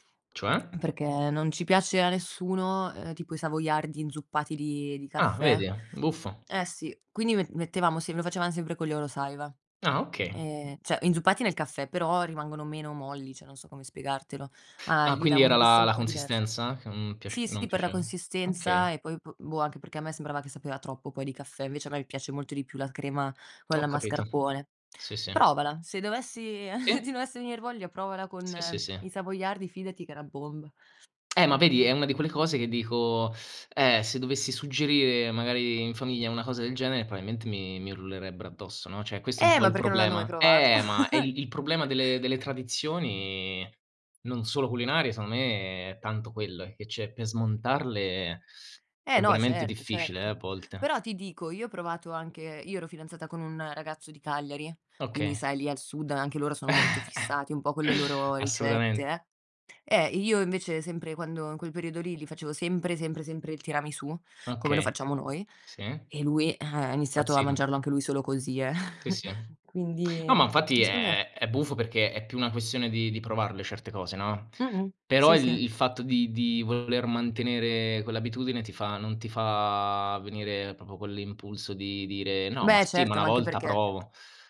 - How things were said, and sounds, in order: "cioè" said as "ceh"; tapping; chuckle; laughing while speaking: "se ti"; "una" said as "na"; "cioè" said as "ceh"; chuckle; "cioè" said as "ceh"; chuckle; "Impazzivano" said as "pazzivano"; "infatti" said as "nfatti"; chuckle
- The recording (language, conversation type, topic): Italian, unstructured, Qual è la ricetta che ti ricorda l’infanzia?